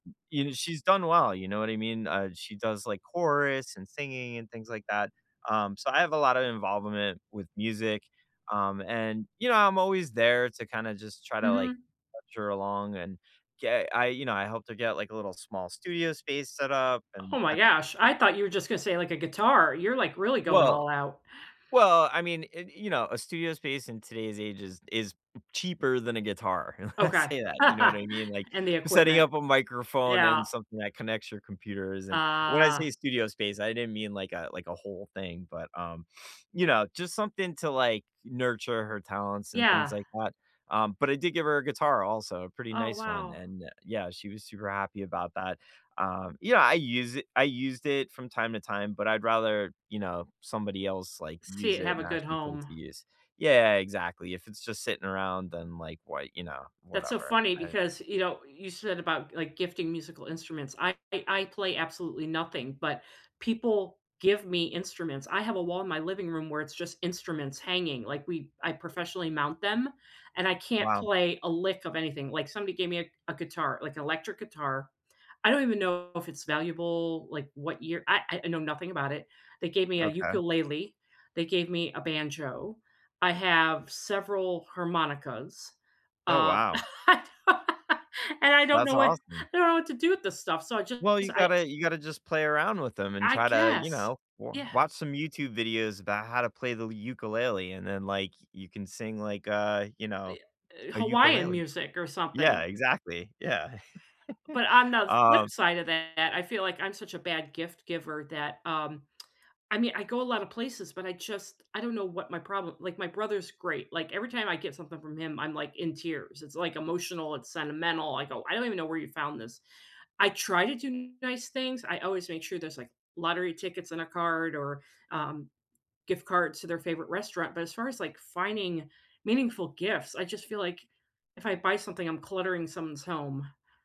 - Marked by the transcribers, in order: other background noise; tapping; unintelligible speech; chuckle; laughing while speaking: "I say"; laugh; drawn out: "Ah"; laugh; laughing while speaking: "I don't know"; laugh; lip smack
- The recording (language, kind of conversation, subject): English, unstructured, What’s the most meaningful gift you’ve given or received, and why did it matter to you?